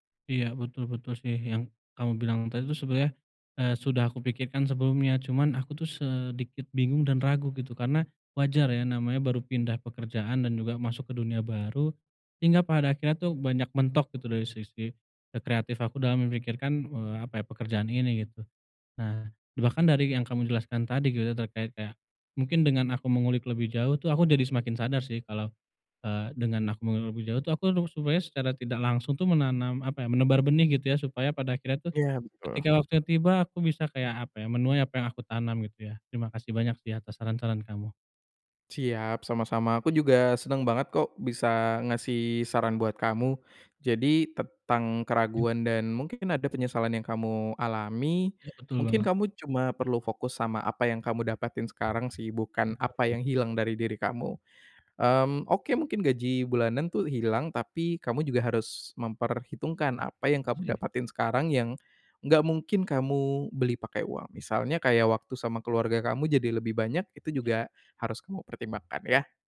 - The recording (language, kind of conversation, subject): Indonesian, advice, Bagaimana cara mengatasi keraguan dan penyesalan setelah mengambil keputusan?
- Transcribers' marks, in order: tapping